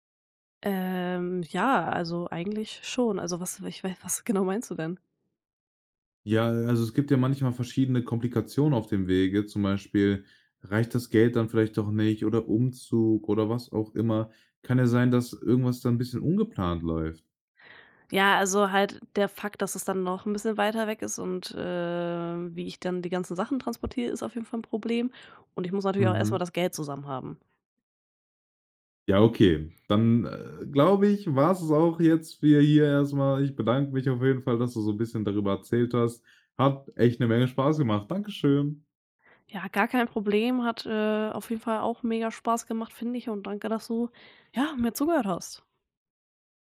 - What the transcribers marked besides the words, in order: drawn out: "äh"; tapping; other background noise
- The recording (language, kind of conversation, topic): German, podcast, Wann hast du zum ersten Mal alleine gewohnt und wie war das?